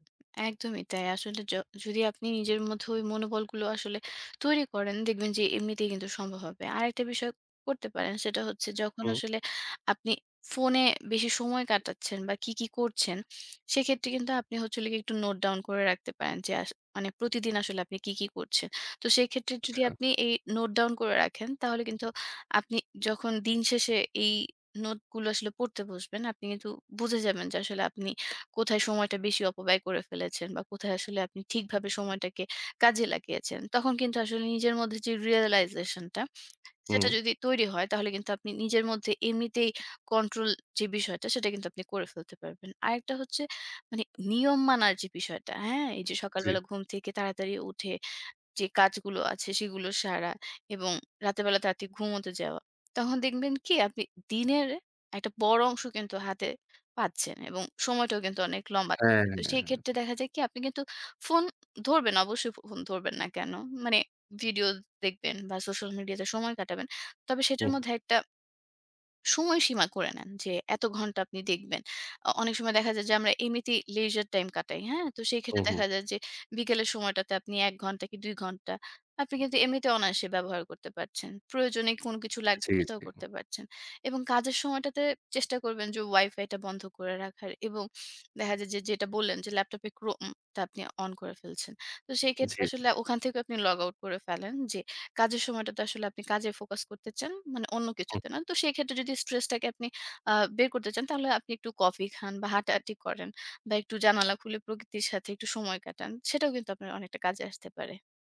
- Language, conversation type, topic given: Bengali, advice, ফোনের ব্যবহার সীমিত করে সামাজিক যোগাযোগমাধ্যমের ব্যবহার কমানোর অভ্যাস কীভাবে গড়ে তুলব?
- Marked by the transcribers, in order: tapping